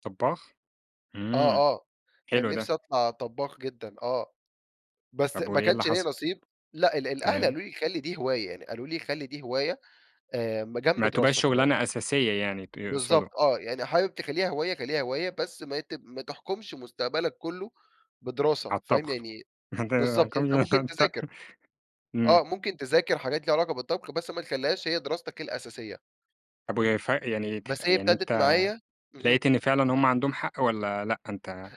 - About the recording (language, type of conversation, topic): Arabic, podcast, إيه اللي خلّاك تحب الهواية دي من الأول؟
- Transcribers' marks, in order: tapping; unintelligible speech